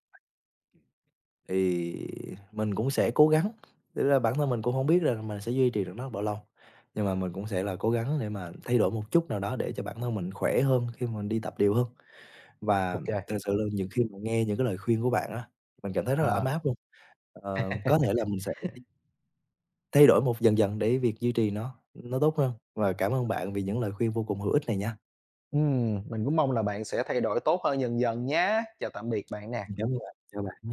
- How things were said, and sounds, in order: other background noise; tapping; laugh
- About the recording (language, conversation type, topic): Vietnamese, advice, Làm sao duy trì tập luyện đều đặn khi lịch làm việc quá bận?